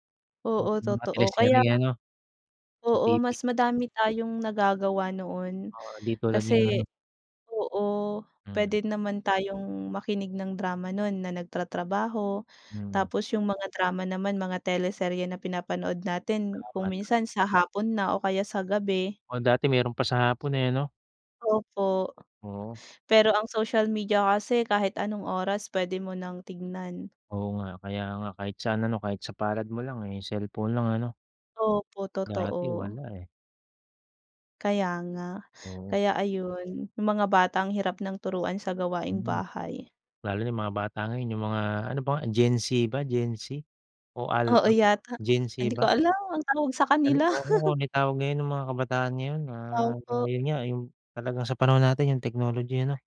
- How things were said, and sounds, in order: other background noise; chuckle
- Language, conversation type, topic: Filipino, unstructured, Paano nakaaapekto ang panlipunang midya sa ating pang-araw-araw na buhay?